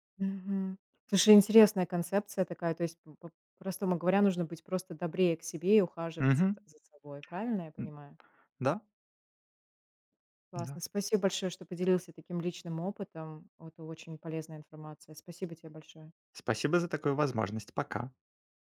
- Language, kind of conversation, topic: Russian, podcast, Как справляться со срывами и возвращаться в привычный ритм?
- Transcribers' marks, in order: tapping